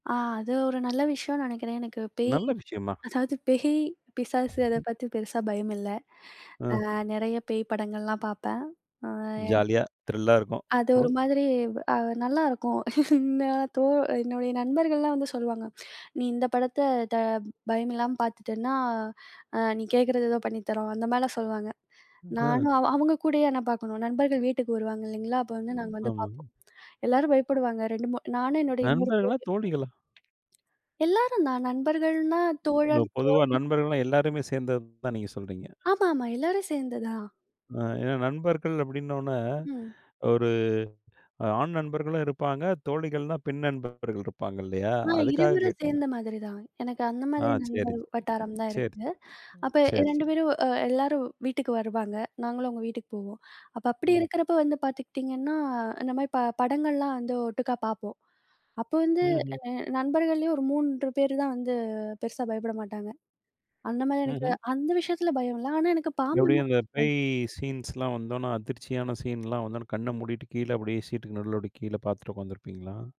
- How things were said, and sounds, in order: laughing while speaking: "பேய், பிசாசு"; tapping; in English: "ஜாலியா, திரில்லா"; other background noise; laugh; other noise; in English: "சீன்ஸ்"; in English: "சீன்"
- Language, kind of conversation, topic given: Tamil, podcast, பயத்தை எதிர்கொள்ள உங்களுக்கு உதவிய வழி என்ன?
- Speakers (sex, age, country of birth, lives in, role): female, 20-24, India, India, guest; male, 40-44, India, India, host